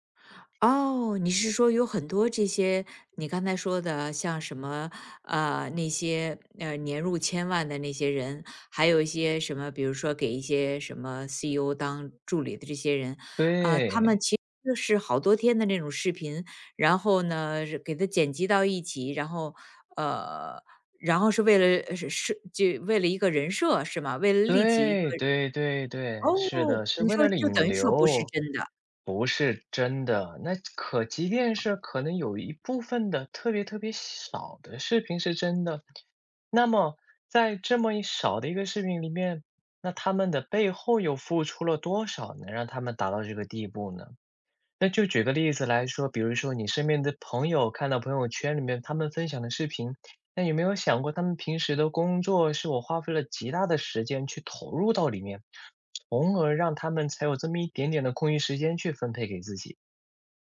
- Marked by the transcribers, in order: other background noise
- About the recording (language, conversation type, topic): Chinese, advice, 社交媒体上频繁看到他人炫耀奢华生活时，为什么容易让人产生攀比心理？